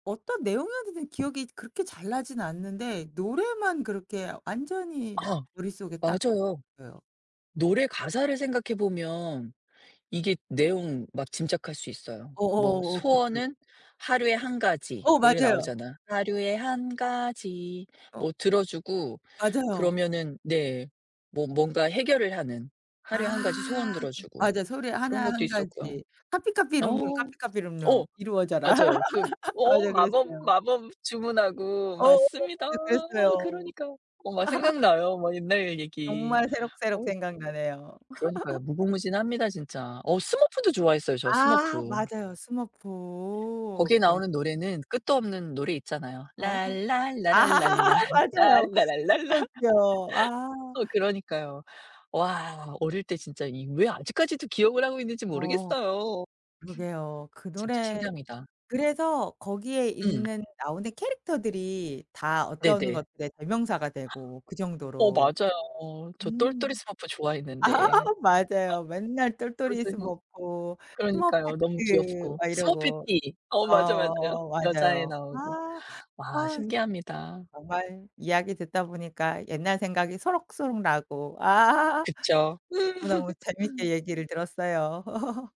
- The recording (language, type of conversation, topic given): Korean, podcast, 어릴 때 들었던 노래 중에서 아직도 가장 먼저 떠오르는 곡이 있으신가요?
- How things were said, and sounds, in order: tapping; unintelligible speech; other background noise; singing: "하루에 한 가지"; laugh; laugh; laugh; drawn out: "스머프"; laugh; humming a tune; laughing while speaking: "맞아요"; laughing while speaking: "랄랄라 랄라 랄랄라"; laugh; other noise; laughing while speaking: "아"; laugh; laughing while speaking: "음"; laugh